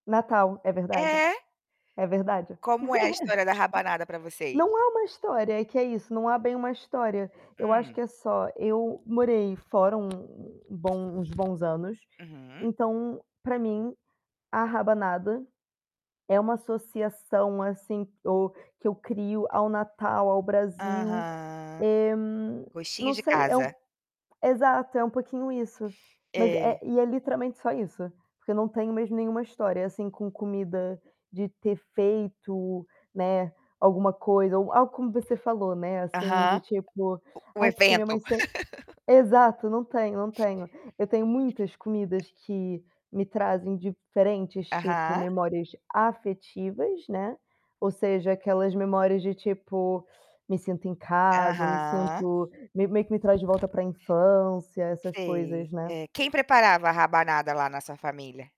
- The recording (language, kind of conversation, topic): Portuguese, unstructured, Que comida sempre te traz boas lembranças?
- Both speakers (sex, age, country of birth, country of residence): female, 25-29, Brazil, Portugal; female, 35-39, Brazil, United States
- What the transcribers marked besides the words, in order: static; chuckle; tapping; other background noise; drawn out: "Aham"; chuckle; distorted speech